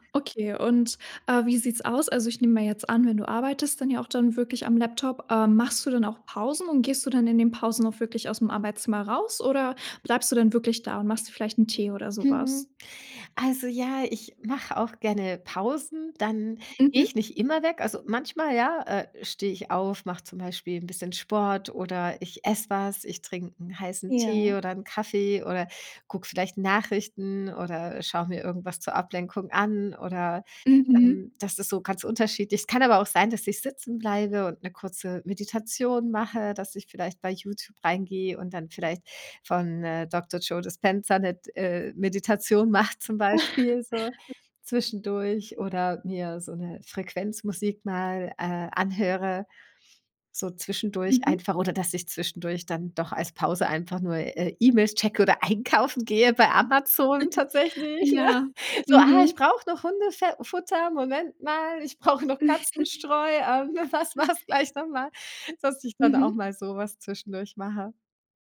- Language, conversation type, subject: German, podcast, Wie trennst du Arbeit und Privatleben, wenn du zu Hause arbeitest?
- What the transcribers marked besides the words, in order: laugh; joyful: "einkaufen gehe bei Amazon tatsächlich"; chuckle; laughing while speaking: "ja"; laughing while speaking: "ich brauche noch"; chuckle; laughing while speaking: "was war es gleich"; other noise